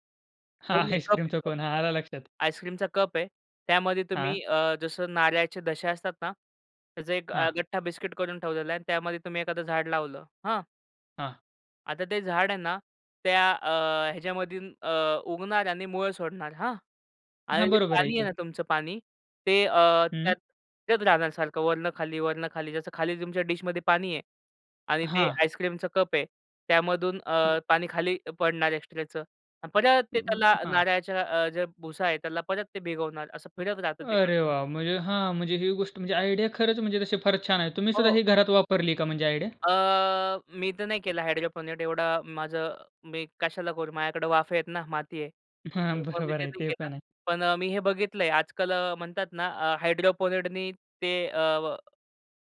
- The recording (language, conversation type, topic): Marathi, podcast, घरात साध्या उपायांनी निसर्गाविषयीची आवड कशी वाढवता येईल?
- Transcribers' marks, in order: laughing while speaking: "हां, आईस्क्रीमचाचा कोन"; tapping; in English: "कंटिन्यू"; in English: "आयडिया"; in English: "आयडिया?"; drawn out: "अ"; in English: "हायड्रोपोनिक"; laughing while speaking: "हां, बरोबर आहे"; in English: "हायड्रोपोनिक"